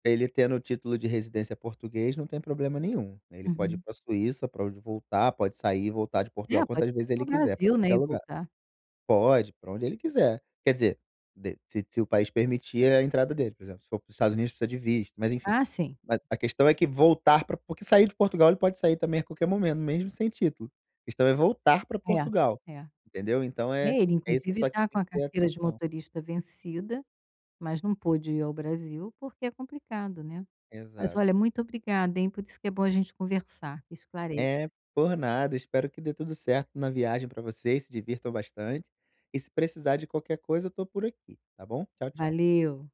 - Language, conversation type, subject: Portuguese, advice, O que devo fazer quando acontece um imprevisto durante a viagem?
- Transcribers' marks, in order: tapping